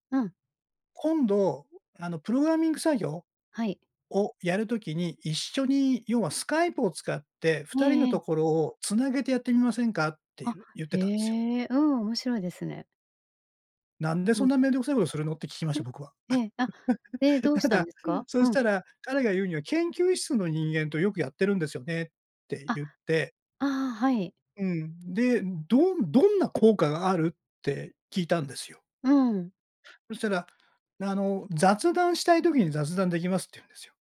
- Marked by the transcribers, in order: chuckle; laughing while speaking: "ただ"
- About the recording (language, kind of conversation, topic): Japanese, podcast, これからのリモートワークは将来どのような形になっていくと思いますか？